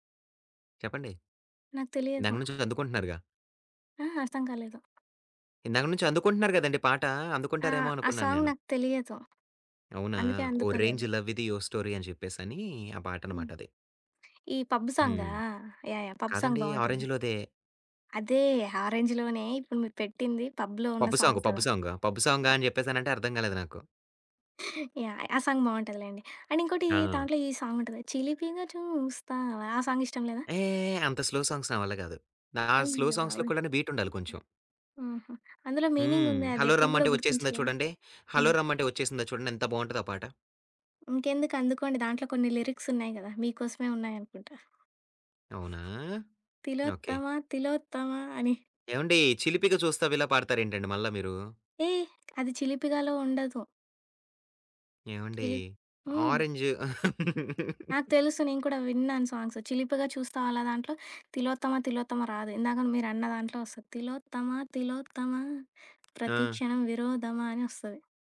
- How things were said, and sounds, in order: tapping; in English: "సాంగ్"; in English: "పబ్"; in English: "పబ్ సాంగ్"; in English: "పబ్‌లో"; in English: "సాంగ్"; other background noise; in English: "సాంగ్"; in English: "అండ్"; singing: "చిలిపిగా చూస్తావా"; in English: "సాంగ్"; in English: "స్లో సాంగ్స్"; in English: "స్లో సాంగ్స్‌లో"; in English: "బీట్"; in English: "లిరిక్స్"; singing: "తిలోత్తమ తిలోత్తమ"; laugh; in English: "సాంగ్స్"; singing: "తిలోత్తమ తిలోత్తమ ప్రతి క్షణం విరోధమా"
- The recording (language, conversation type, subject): Telugu, podcast, కొత్త పాటలను సాధారణంగా మీరు ఎక్కడి నుంచి కనుగొంటారు?